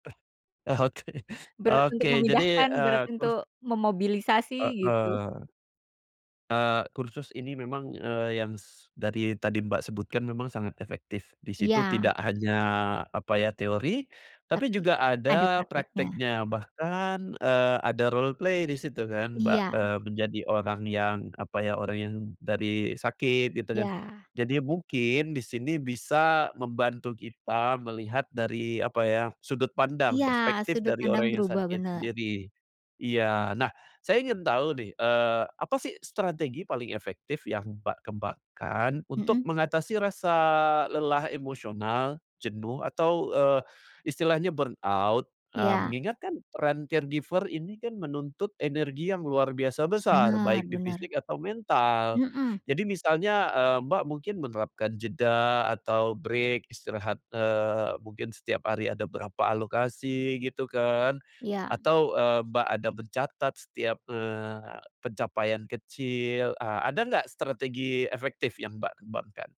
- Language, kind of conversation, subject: Indonesian, podcast, Pengalaman belajar informal apa yang paling mengubah hidupmu?
- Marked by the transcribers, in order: laughing while speaking: "Oke"; in English: "roleplay"; in English: "burnout?"; in English: "caregiver"; in English: "break"; other background noise